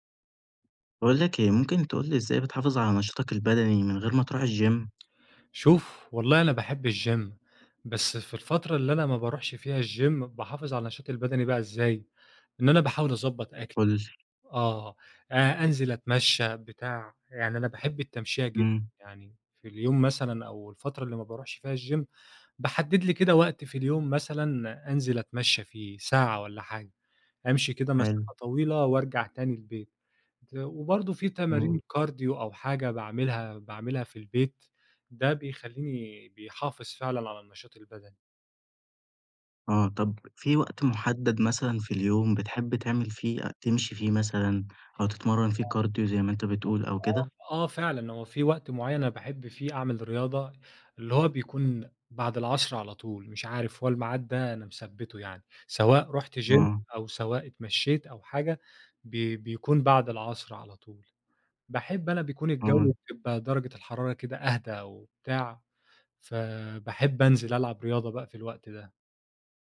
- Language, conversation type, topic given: Arabic, podcast, إزاي تحافظ على نشاطك البدني من غير ما تروح الجيم؟
- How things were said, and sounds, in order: in English: "الgym؟"; tapping; in English: "الgym"; in English: "الgym"; in English: "الgym"; other background noise; in English: "cardio"; in English: "cardio"; background speech; in English: "gym"